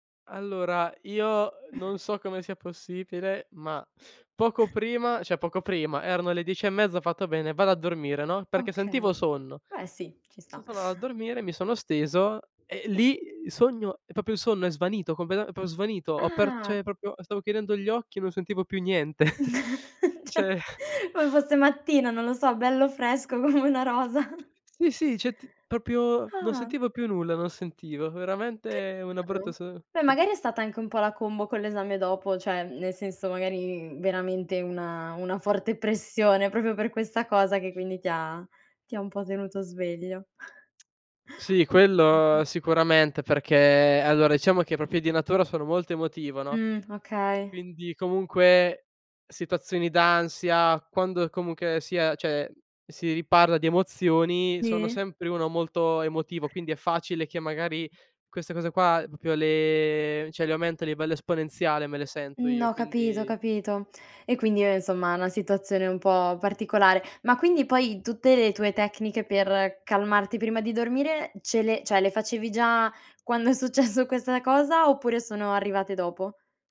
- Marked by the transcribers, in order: chuckle; "possibile" said as "possipile"; "cioè" said as "ceh"; chuckle; "proprio" said as "propio"; "cioè" said as "ceh"; "proprio" said as "propio"; chuckle; laughing while speaking: "ceh, come fosse mattina, non lo so, bello fresco come una rosa"; "Cioè" said as "ceh"; chuckle; "cioè" said as "ceh"; chuckle; "cioè" said as "ceh"; "proprio" said as "propio"; "cioè" said as "ceh"; "proprio" said as "propio"; chuckle; "diciamo" said as "iciamo"; "proprio" said as "propio"; "comunque" said as "comunche"; "cioè" said as "ceh"; "proprio" said as "propio"; "cioè" said as "ceh"; "cioè" said as "ceh"; laughing while speaking: "successo"
- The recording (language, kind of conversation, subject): Italian, podcast, Cosa fai per calmare la mente prima di dormire?